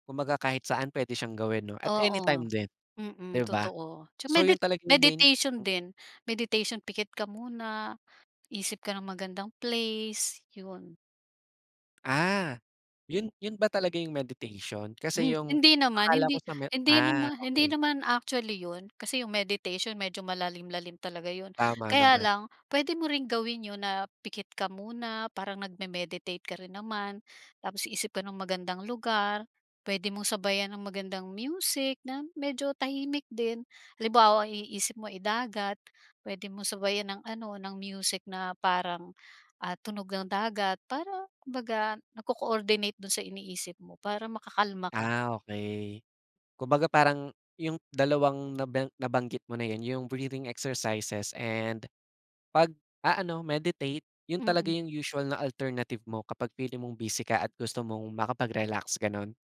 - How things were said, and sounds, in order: tapping
- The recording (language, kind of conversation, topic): Filipino, podcast, Ano-ano ang mga simpleng paraan ng pag-aalaga sa sarili?